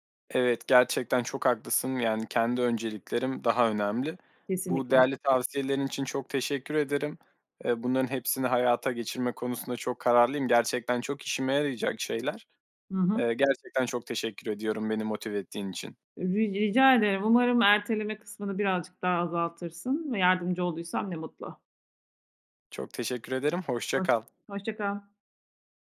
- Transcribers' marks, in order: tapping
- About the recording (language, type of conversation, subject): Turkish, advice, Sürekli erteleme yüzünden hedeflerime neden ulaşamıyorum?
- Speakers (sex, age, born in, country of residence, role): female, 40-44, Turkey, Hungary, advisor; male, 20-24, Turkey, Poland, user